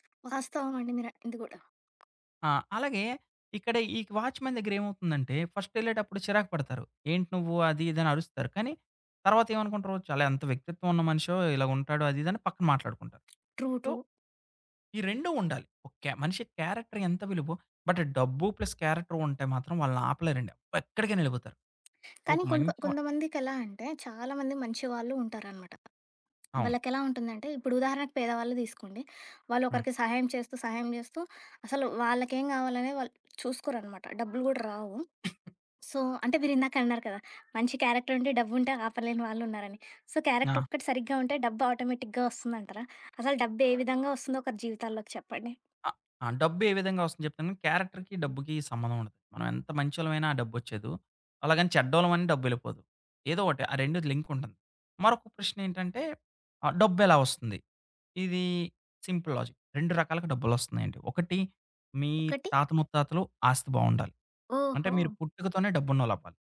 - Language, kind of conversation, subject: Telugu, podcast, డబ్బు లేదా స్వేచ్ఛ—మీకు ఏది ప్రాధాన్యం?
- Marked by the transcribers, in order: tapping; in English: "వాచ్‌మెన్"; in English: "ఫస్ట్"; in English: "ట్రూ, ట్రూ"; in English: "సో"; in English: "క్యారెక్టర్"; in English: "బట్"; in English: "ప్లస్ క్యారెక్టర్"; background speech; in English: "సో"; cough; in English: "క్యారెక్టర్"; in English: "సో, క్యారెక్టర్"; in English: "ఆటోమేటిక్‌గా"; in English: "క్యారెక్టర్‌కి"; in English: "లింక్"; in English: "సింపుల్ లాజిక్"; other background noise